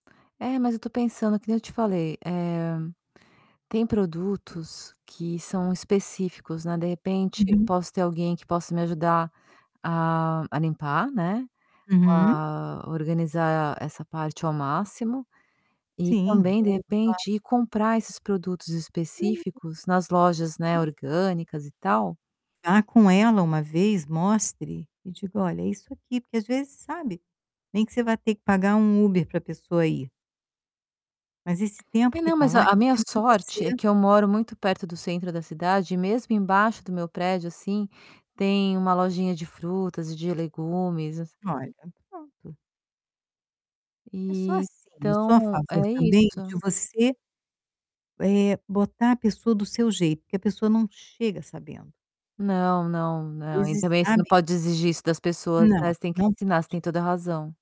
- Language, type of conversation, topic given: Portuguese, advice, Como você e seu parceiro lidam com as diferenças na divisão do tempo e das responsabilidades domésticas?
- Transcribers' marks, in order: distorted speech